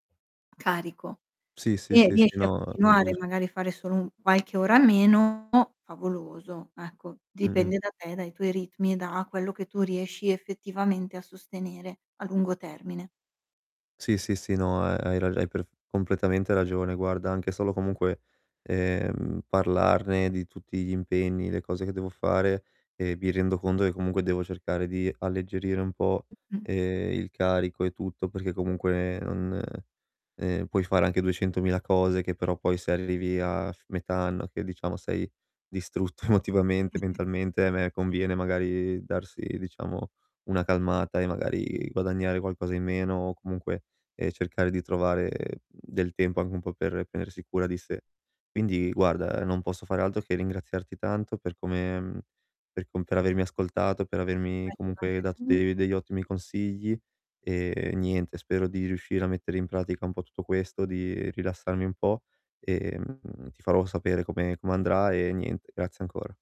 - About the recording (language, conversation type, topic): Italian, advice, Cosa posso fare subito per ridurre rapidamente lo stress acuto?
- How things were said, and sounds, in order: tapping; static; distorted speech; "mi" said as "bi"; "conto" said as "condo"; laughing while speaking: "distrutto"; chuckle